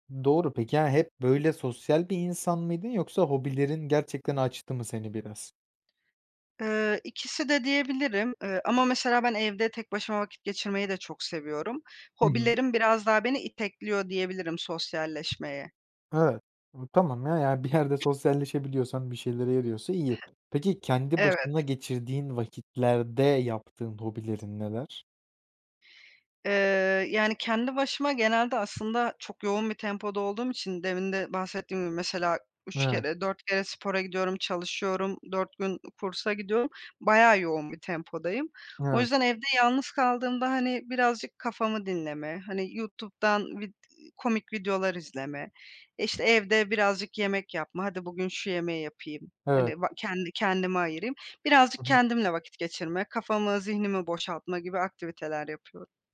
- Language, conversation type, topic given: Turkish, podcast, Hobiler günlük stresi nasıl azaltır?
- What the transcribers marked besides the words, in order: tapping; laughing while speaking: "bir yerde"; other background noise; other noise